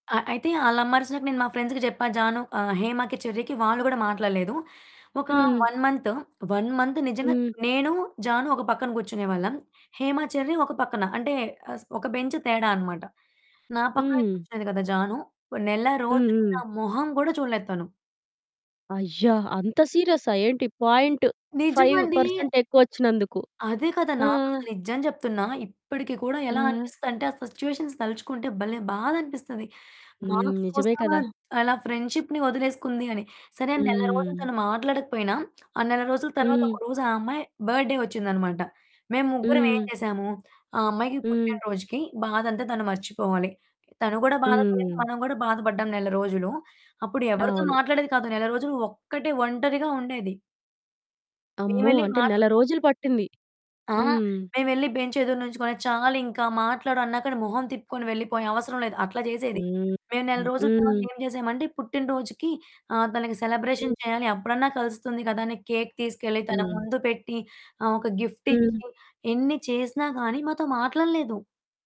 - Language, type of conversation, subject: Telugu, podcast, రెండో అవకాశం ఇస్తున్నప్పుడు మీకు ఏ విషయాలు ముఖ్యంగా అనిపిస్తాయి?
- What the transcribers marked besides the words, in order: in English: "ఫ్రెండ్స్‌కి"; in English: "వన్"; in English: "వన్ మంత్"; in English: "బెంచ్"; in English: "పాయింట్ ఫైవ్ పర్సెంట్"; in English: "సిట్యుయేషన్స్"; in English: "మార్క్స్"; in English: "ఫ్రెండ్‌షిప్‌ని"; in English: "బడ్డే"; in English: "బెంచ్"; in English: "సెలబ్రేషన్"; in English: "కేక్"